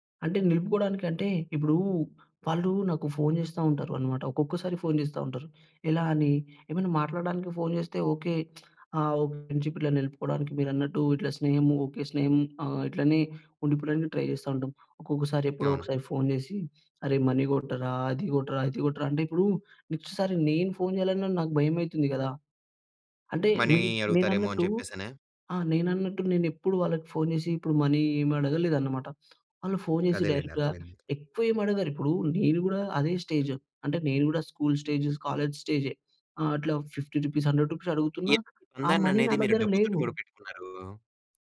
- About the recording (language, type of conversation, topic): Telugu, podcast, పాత స్నేహాలను నిలుపుకోవడానికి మీరు ఏమి చేస్తారు?
- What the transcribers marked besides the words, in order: lip smack; in English: "ఫ్రెండ్‌షిప్"; in English: "ట్రై"; in English: "మనీ"; in English: "నెక్స్ట్"; in English: "మనీ"; in English: "మనీ"; in English: "డైరెక్ట్‌గా"; in English: "స్టేజ్"; in English: "స్కూల్ స్టేజస్, కాలేజ్ స్టేజే"; in English: "ఫిఫ్టీ రూపీస్ హండ్రెడ్ రూపీస్"; in English: "మనీ"